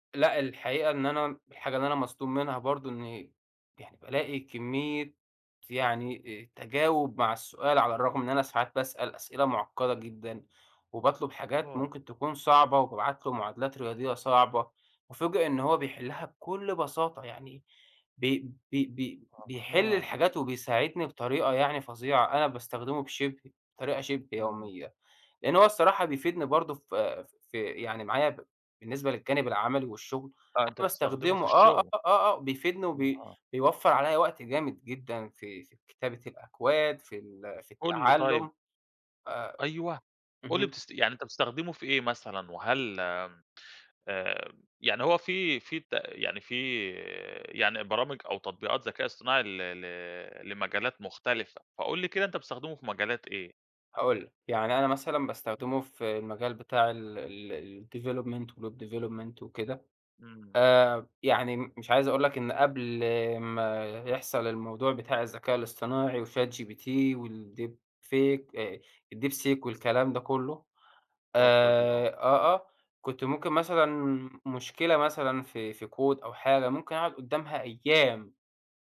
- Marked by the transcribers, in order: in English: "الأكواد"; in English: "الweb development، development"; in English: "والdeepfake"; in English: "كود"
- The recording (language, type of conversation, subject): Arabic, podcast, تفتكر الذكاء الاصطناعي هيفيدنا ولا هيعمل مشاكل؟